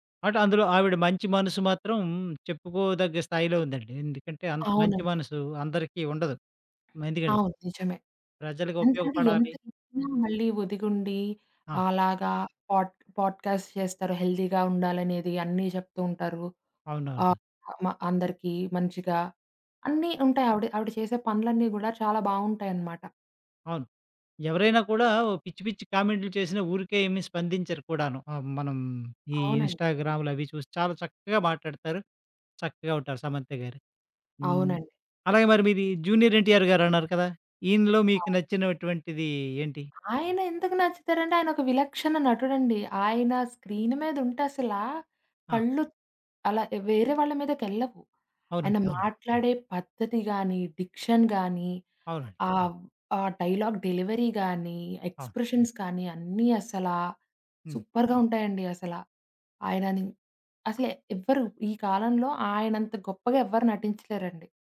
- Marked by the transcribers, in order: other background noise; in English: "పోడ్ పోడ్ కాస్ట్"; in English: "హెల్దీగా"; tapping; in English: "స్క్రీన్"; in English: "డిక్షన్"; in English: "డైలాగ్ డెలివరీ"; in English: "ఎక్స్‌ప్రెషన్స్"; in English: "సూపర్‌గా"
- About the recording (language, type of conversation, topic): Telugu, podcast, మీకు ఇష్టమైన నటుడు లేదా నటి గురించి మీరు మాట్లాడగలరా?